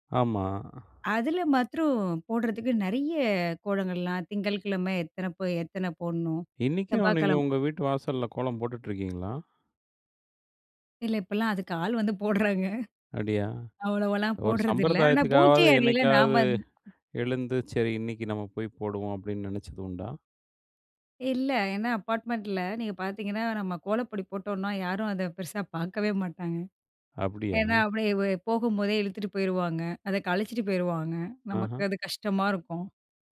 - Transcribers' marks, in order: laughing while speaking: "போடுறாங்க"; laughing while speaking: "போடுறதில்லை"; unintelligible speech; laughing while speaking: "பாக்கவே மாட்டாங்க"
- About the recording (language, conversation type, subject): Tamil, podcast, கோலம் வரையுவது உங்கள் வீட்டில் எப்படி வழக்கமாக இருக்கிறது?